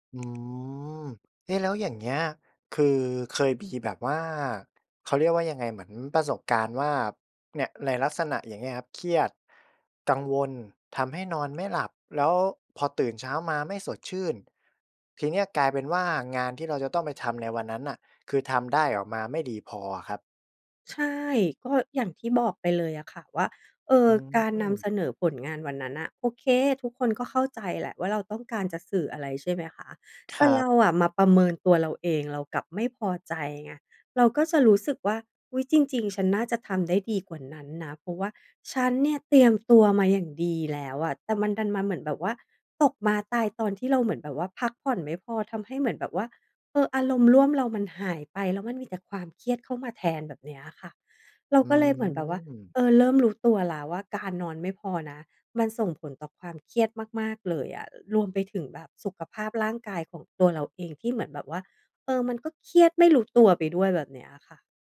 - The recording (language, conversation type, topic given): Thai, podcast, การนอนของคุณส่งผลต่อความเครียดอย่างไรบ้าง?
- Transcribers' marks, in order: tapping; other noise